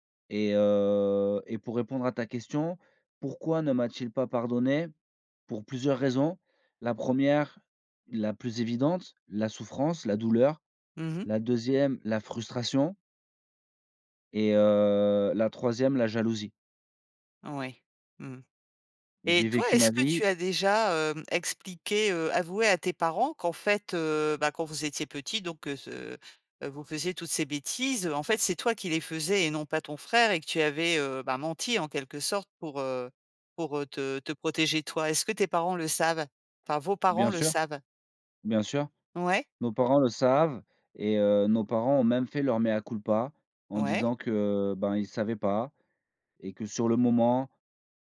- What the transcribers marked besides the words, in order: drawn out: "heu"; drawn out: "heu"; other background noise
- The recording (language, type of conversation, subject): French, podcast, Comment reconnaître ses torts et s’excuser sincèrement ?